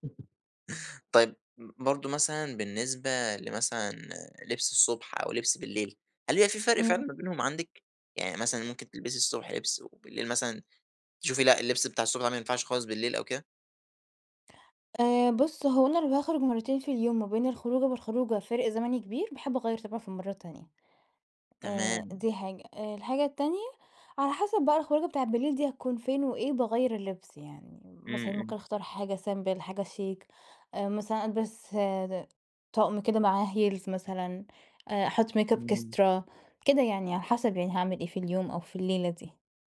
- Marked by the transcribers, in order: chuckle; tapping; in English: "سيمبل"; in English: "heels"; in English: "ميك أب إكسترا"
- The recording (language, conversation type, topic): Arabic, podcast, إزاي بتختار لبسك كل يوم؟